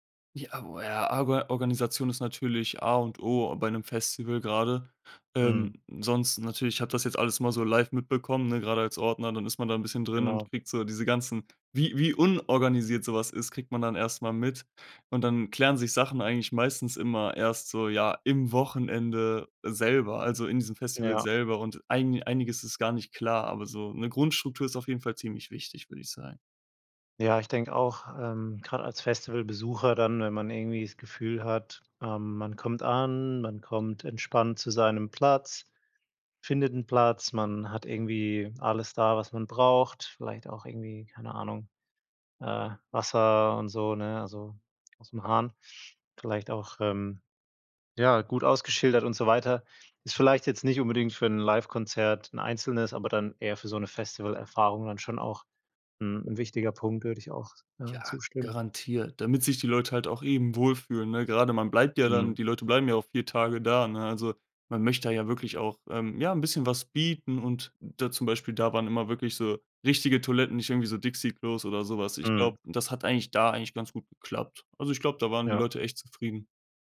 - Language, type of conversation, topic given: German, podcast, Was macht für dich ein großartiges Live-Konzert aus?
- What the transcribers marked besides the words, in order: none